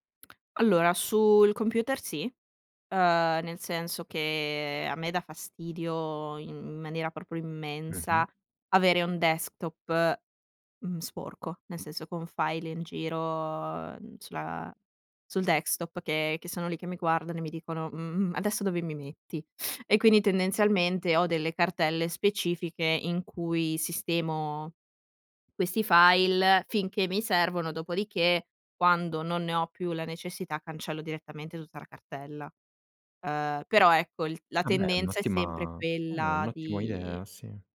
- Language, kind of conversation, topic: Italian, podcast, Come affronti il decluttering digitale?
- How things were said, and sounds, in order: drawn out: "giro"; drawn out: "di"